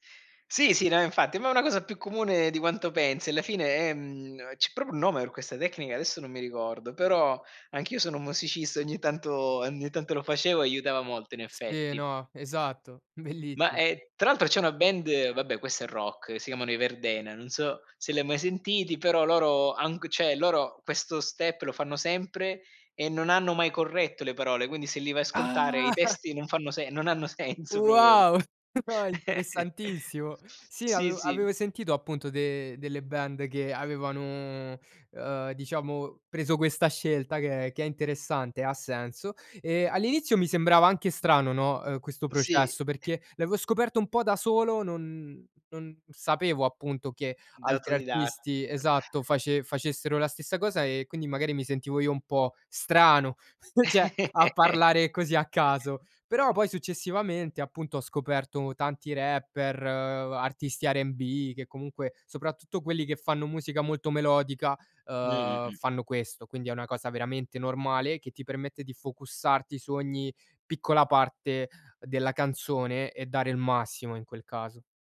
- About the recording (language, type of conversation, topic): Italian, podcast, C’è stato un esperimento che ha cambiato il tuo modo di creare?
- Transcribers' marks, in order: "cioè" said as "ceh"; laugh; laughing while speaking: "no"; laughing while speaking: "senso"; unintelligible speech; chuckle; other background noise; laugh; "cioè" said as "ceh"; laugh; in English: "focusarti"